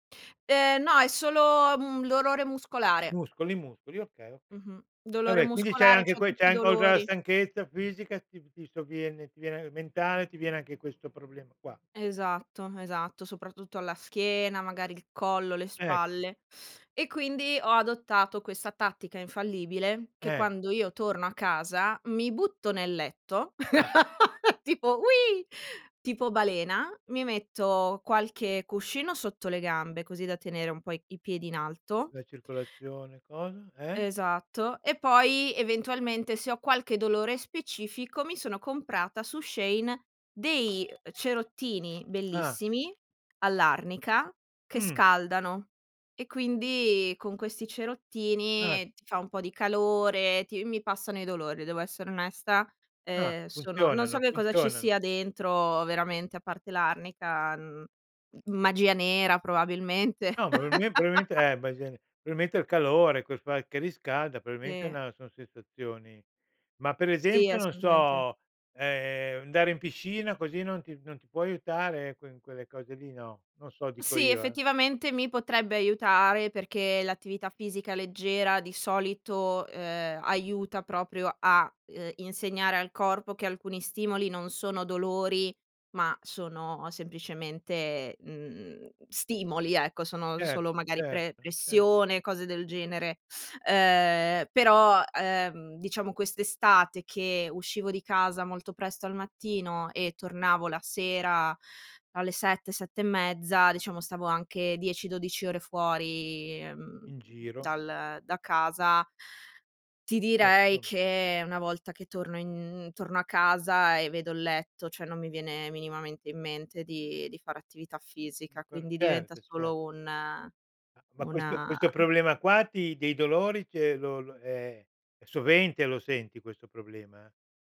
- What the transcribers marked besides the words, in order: "Certo" said as "cetto"; laugh; laughing while speaking: "tipo"; put-on voice: "Ui!"; other background noise; laugh; unintelligible speech; "probabilmente" said as "proailmente"; "probabilmente" said as "proalmente"; "cioè" said as "ceh"
- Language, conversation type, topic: Italian, podcast, Come fai a recuperare le energie dopo una giornata stancante?